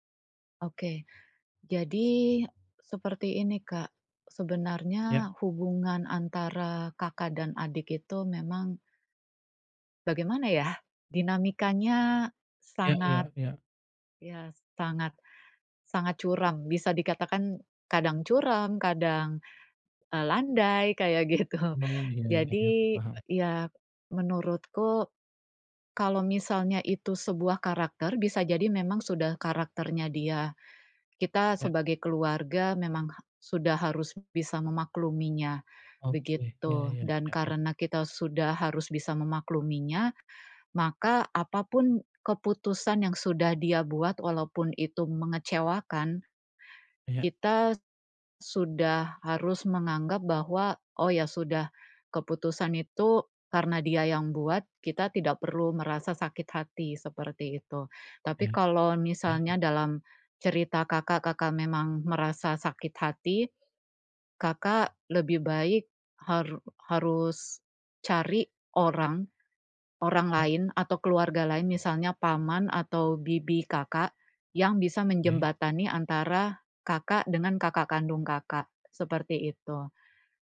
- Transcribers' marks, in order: laughing while speaking: "gitu"; "misalnya" said as "nisalnya"
- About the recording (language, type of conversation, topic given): Indonesian, advice, Bagaimana cara bangkit setelah merasa ditolak dan sangat kecewa?